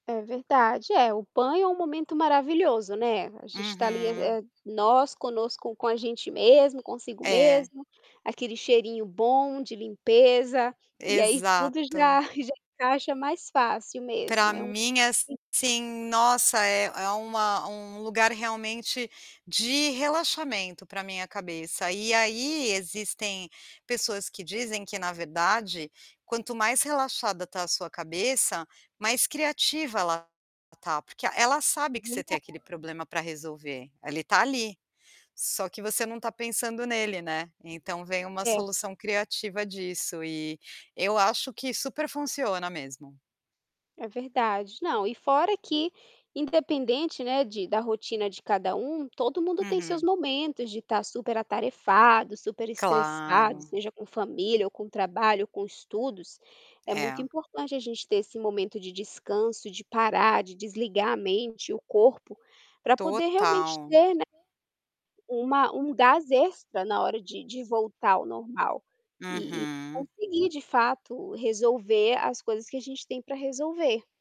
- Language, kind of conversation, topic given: Portuguese, podcast, Que papel o descanso tem na sua rotina criativa?
- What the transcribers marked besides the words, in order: static; other background noise; chuckle; distorted speech; unintelligible speech